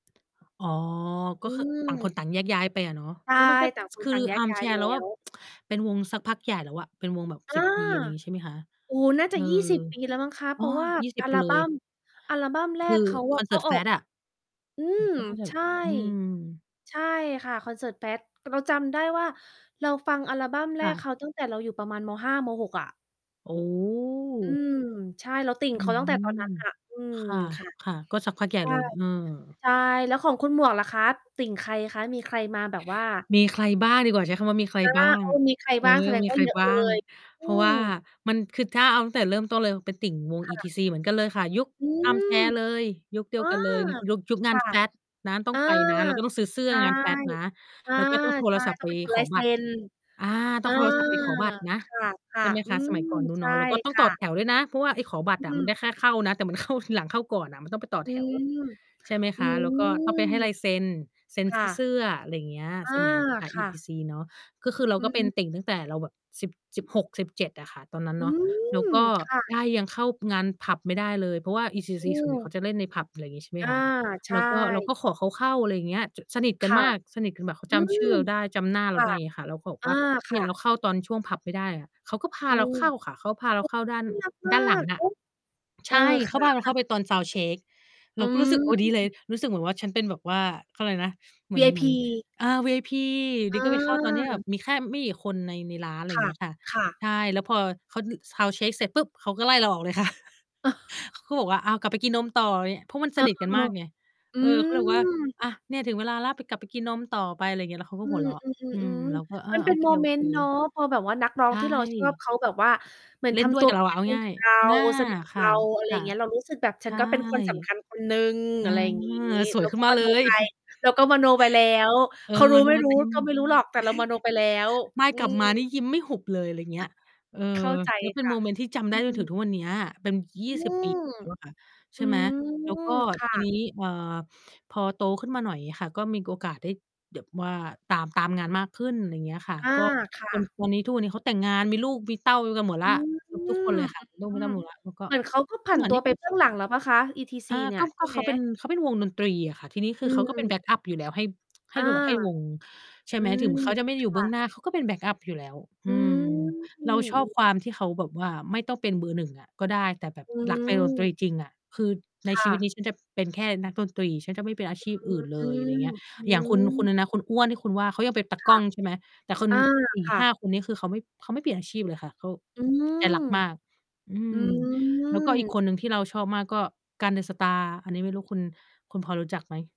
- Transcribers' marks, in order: distorted speech; mechanical hum; tsk; drawn out: "โอ้"; static; laughing while speaking: "เข้าทีหลัง"; other background noise; in English: "sound check"; chuckle; in English: "sound check"; chuckle; drawn out: "อืม"; chuckle; chuckle; drawn out: "อืม"; drawn out: "อืม"; tapping; drawn out: "อืม"; drawn out: "อืม อืม"
- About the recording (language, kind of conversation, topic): Thai, unstructured, คุณมีนักร้องหรือนักแสดงคนโปรดไหม?